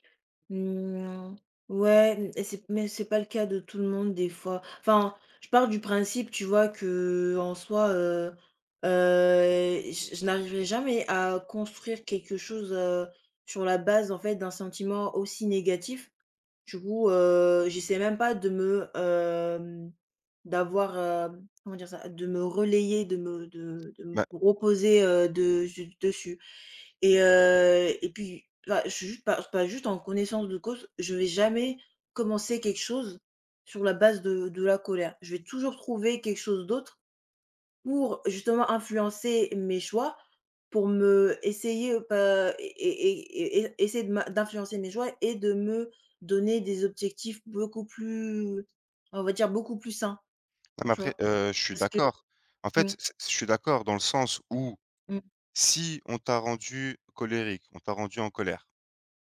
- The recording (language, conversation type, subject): French, unstructured, Penses-tu que la colère peut aider à atteindre un but ?
- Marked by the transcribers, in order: drawn out: "Mmh"; drawn out: "heu"; stressed: "où"